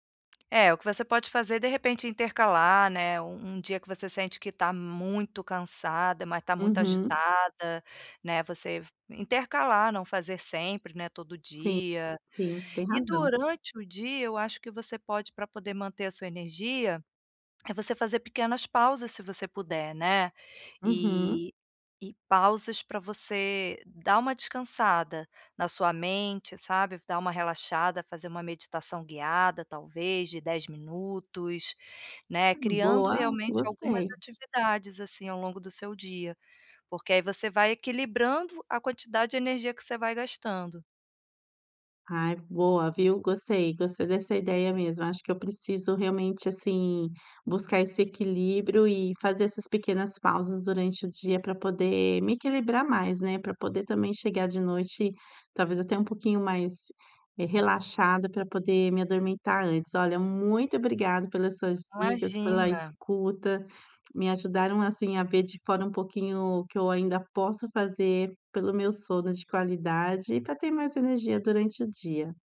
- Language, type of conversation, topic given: Portuguese, advice, Como posso manter minha energia equilibrada ao longo do dia?
- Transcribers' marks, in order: tapping; in Spanish: "adormitar"